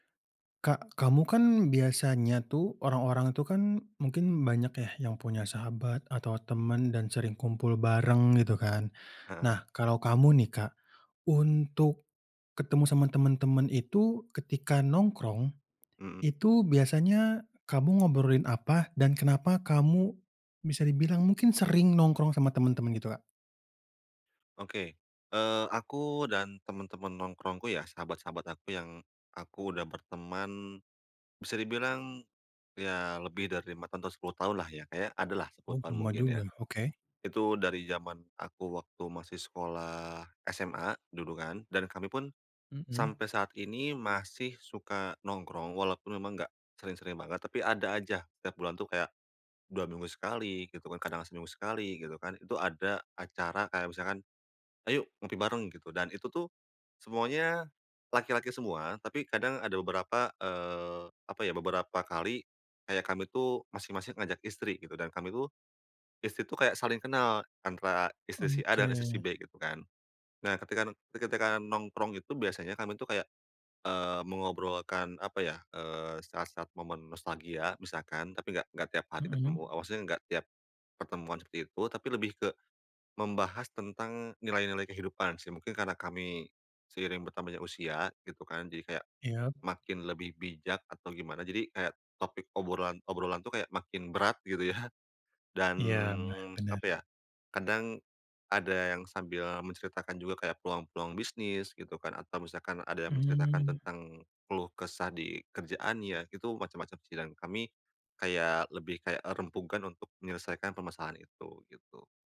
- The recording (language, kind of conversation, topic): Indonesian, podcast, Apa peran nongkrong dalam persahabatanmu?
- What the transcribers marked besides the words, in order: tapping; laughing while speaking: "ya"; "rembukan" said as "rempugan"